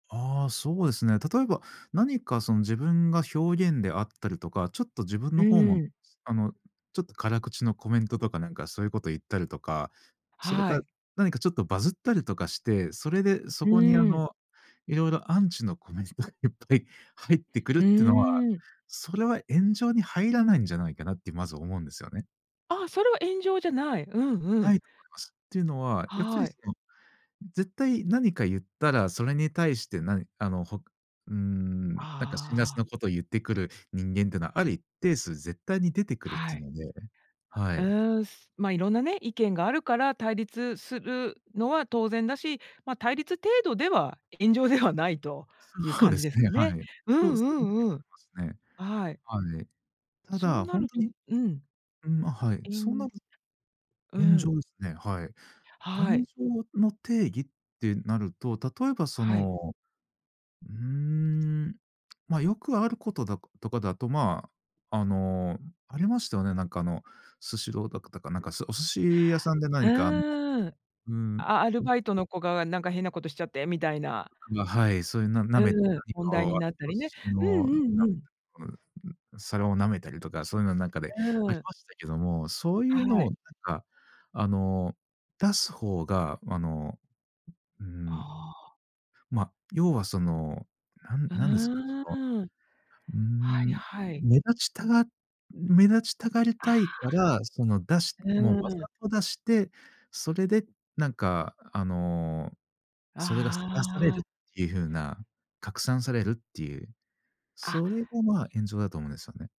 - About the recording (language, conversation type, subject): Japanese, podcast, SNSの炎上は、なぜここまで大きくなると思いますか？
- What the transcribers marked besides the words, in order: laughing while speaking: "アンチのコメントいっぱい入ってくるってのは"; tapping; laughing while speaking: "炎上ではないと"; laughing while speaking: "そうですね"; unintelligible speech; other background noise; unintelligible speech